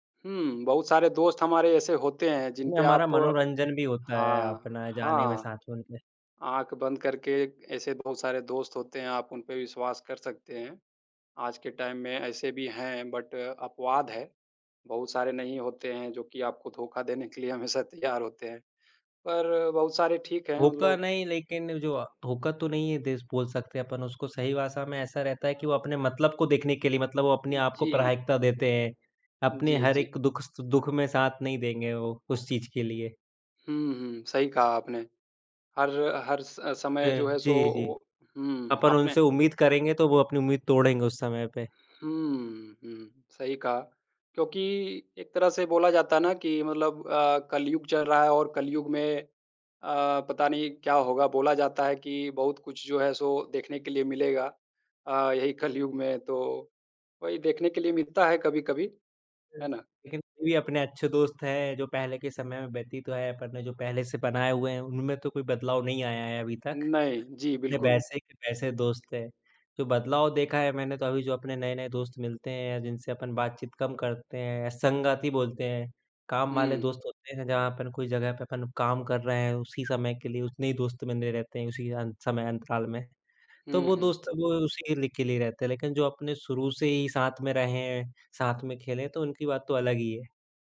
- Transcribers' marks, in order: other background noise; in English: "टाइम"; in English: "बट"; laughing while speaking: "के लिए हमेशा तैयार होते हैं"; "धोका" said as "होका"; "प्राथमिकता" said as "प्रायिकता"
- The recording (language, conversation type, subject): Hindi, unstructured, आप अपने दोस्तों के साथ समय बिताना कैसे पसंद करते हैं?